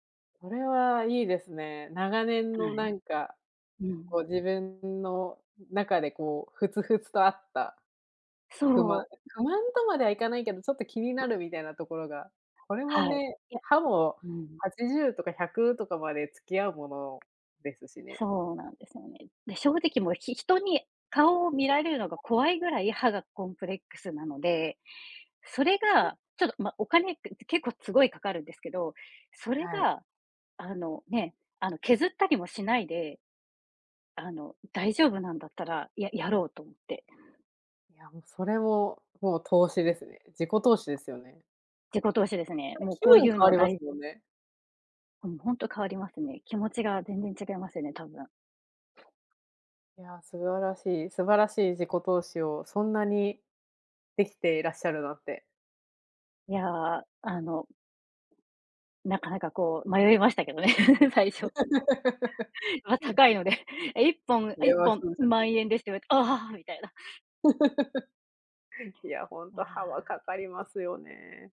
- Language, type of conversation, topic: Japanese, unstructured, お金の使い方で大切にしていることは何ですか？
- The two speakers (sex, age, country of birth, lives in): female, 30-34, Japan, United States; female, 40-44, Japan, Japan
- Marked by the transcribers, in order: other background noise; other noise; laughing while speaking: "迷いましたけどね、最初"; laugh; laughing while speaking: "まあ高いので"; laugh